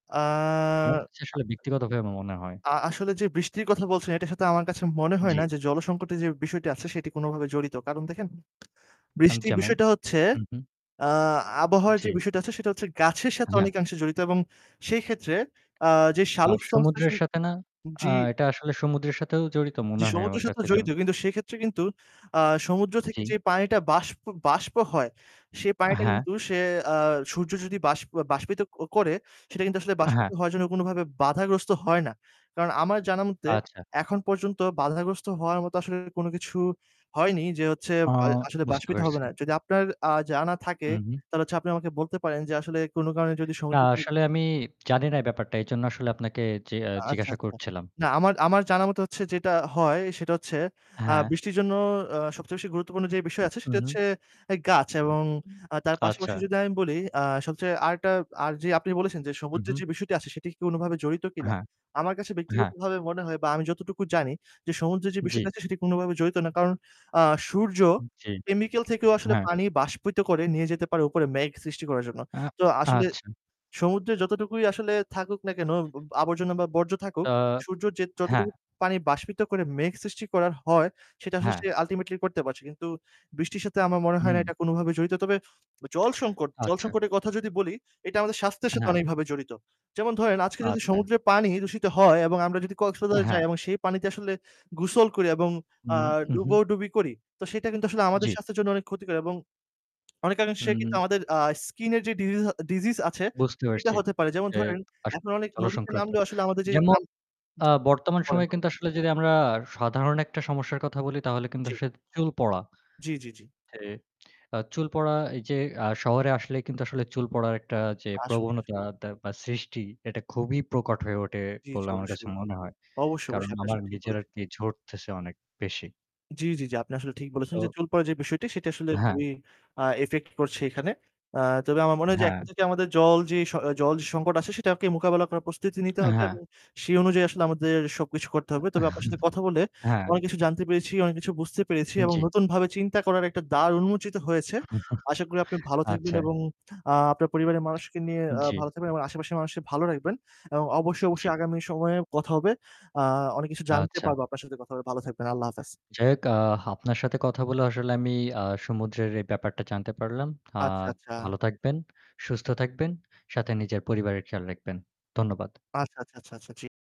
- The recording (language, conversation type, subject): Bengali, unstructured, জল সংকট আমাদের ভবিষ্যৎ প্রজন্মের জন্য কতটা বিপজ্জনক?
- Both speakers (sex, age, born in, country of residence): male, 20-24, Bangladesh, Bangladesh; male, 50-54, Bangladesh, Bangladesh
- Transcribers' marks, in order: static; drawn out: "আ"; other noise; tapping; "শালোক" said as "শালুক"; other background noise; distorted speech; lip smack; "আসলে" said as "আসসে"; lip smack; "গোসল" said as "গুসল"; "ওঠে" said as "ওটে"; alarm; horn; chuckle; chuckle